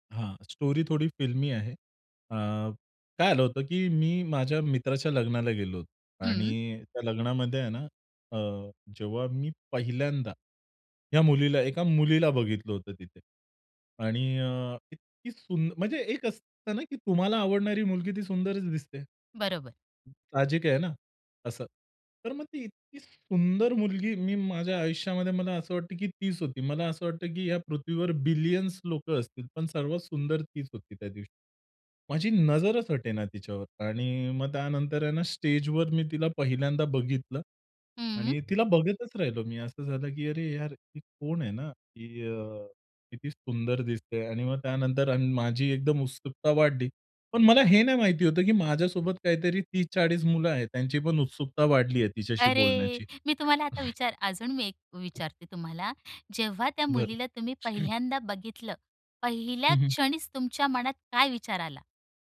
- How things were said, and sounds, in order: in English: "स्टोरी"; in English: "फिल्मी"; other background noise; tapping; chuckle; unintelligible speech
- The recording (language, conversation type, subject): Marathi, podcast, एखाद्या निवडीने तुमचं आयुष्य कायमचं बदलून टाकलं आहे का?